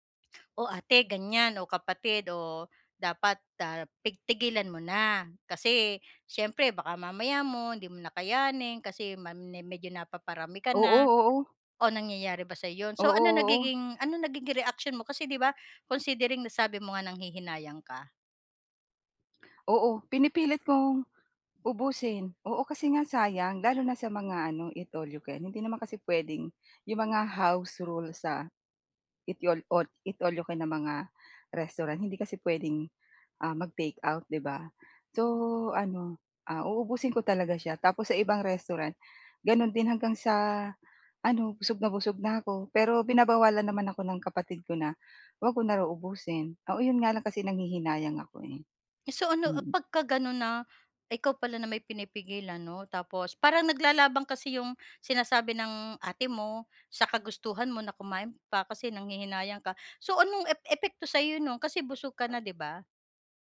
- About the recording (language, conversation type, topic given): Filipino, advice, Paano ko haharapin ang presyur ng ibang tao tungkol sa pagkain?
- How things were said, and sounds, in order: other background noise; tapping